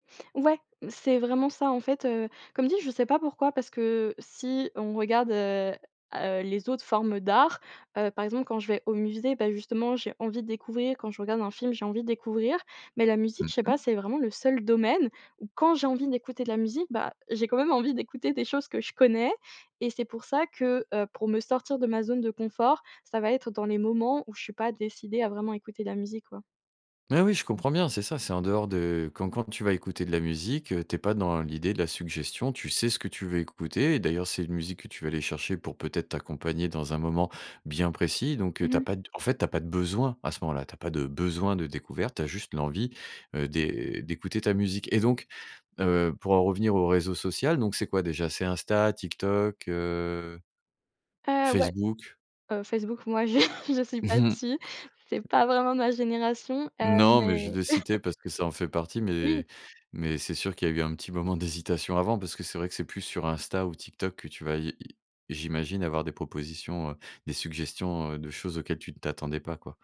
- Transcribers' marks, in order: chuckle; chuckle
- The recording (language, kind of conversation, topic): French, podcast, Comment découvres-tu de nouveaux artistes aujourd’hui ?